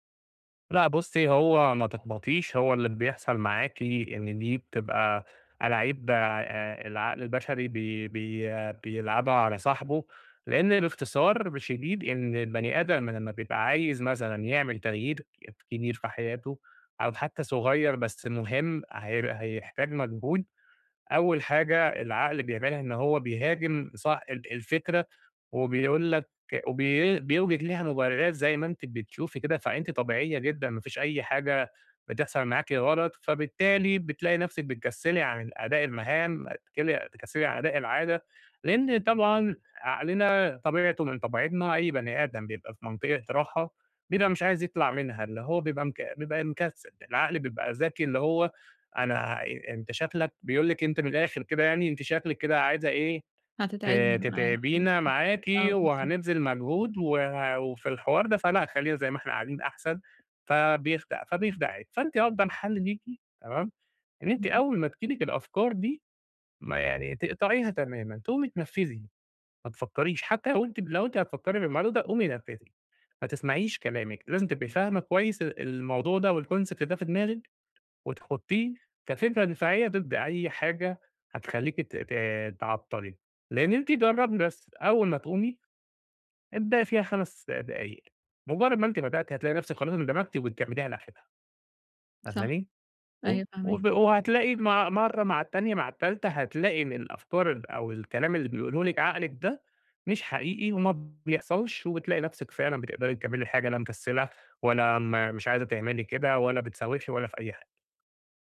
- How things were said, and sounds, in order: in English: "والconcept"
- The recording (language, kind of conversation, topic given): Arabic, advice, إزاي أبطل تسويف وأبني عادة تمرين يومية وأستمر عليها؟